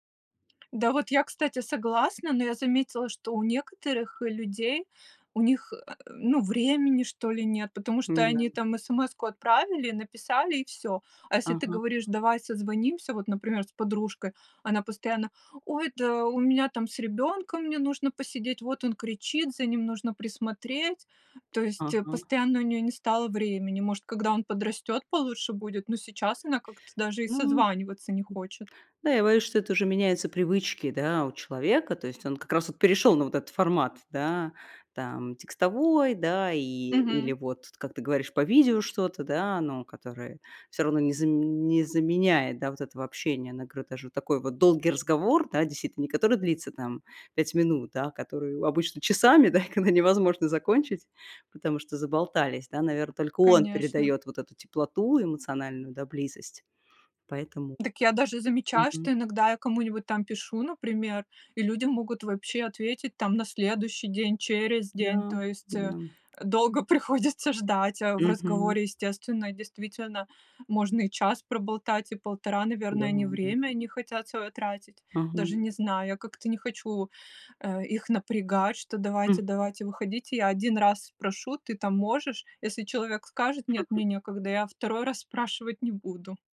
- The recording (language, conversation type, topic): Russian, podcast, Как смартфоны меняют наши личные отношения в повседневной жизни?
- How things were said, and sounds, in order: tapping; other noise; chuckle; laughing while speaking: "долго приходится ждать"; chuckle